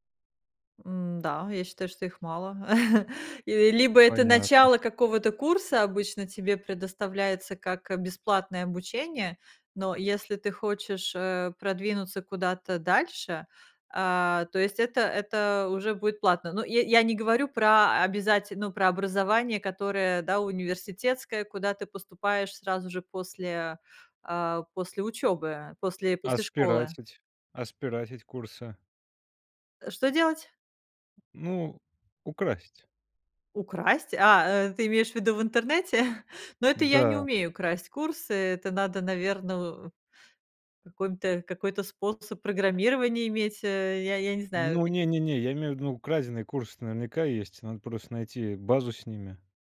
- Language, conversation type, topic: Russian, podcast, Где искать бесплатные возможности для обучения?
- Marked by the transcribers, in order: chuckle; tapping; surprised: "Украсть?"; chuckle